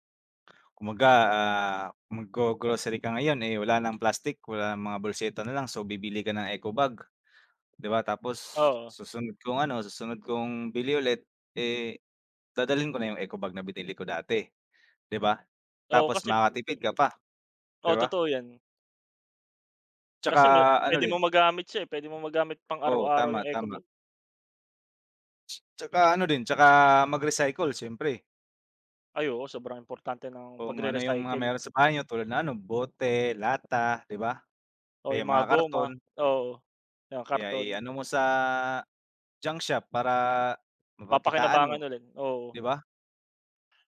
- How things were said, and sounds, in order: none
- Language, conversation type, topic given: Filipino, unstructured, Ano ang mga simpleng paraan para mabawasan ang basura?
- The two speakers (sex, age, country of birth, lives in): male, 25-29, Philippines, Philippines; male, 25-29, Philippines, Philippines